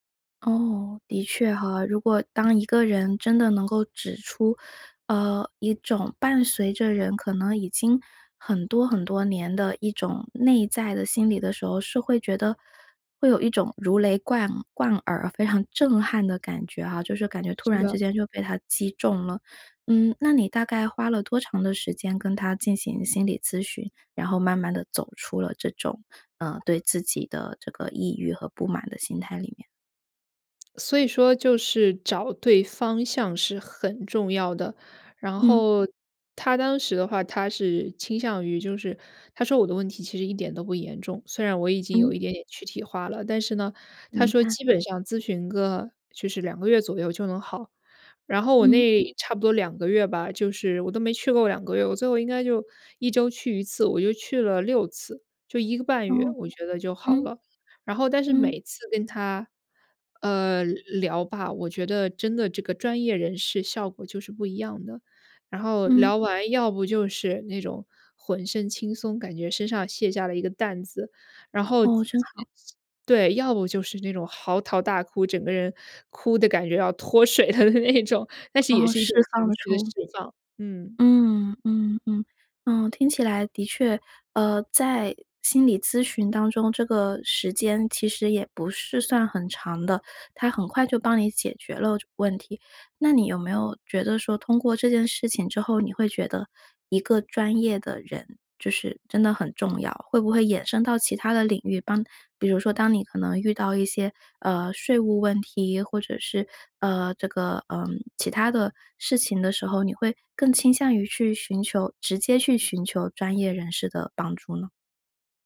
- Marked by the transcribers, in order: laughing while speaking: "脱水了的那种"
- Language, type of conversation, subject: Chinese, podcast, 你怎么看待寻求专业帮助？